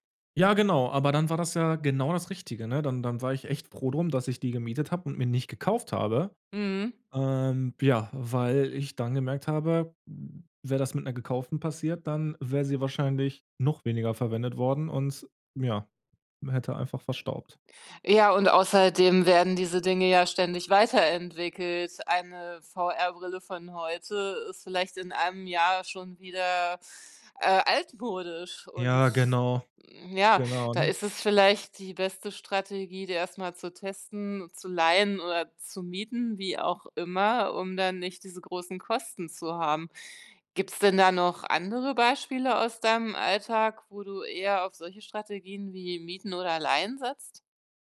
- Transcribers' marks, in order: none
- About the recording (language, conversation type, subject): German, podcast, Wie probierst du neue Dinge aus, ohne gleich alles zu kaufen?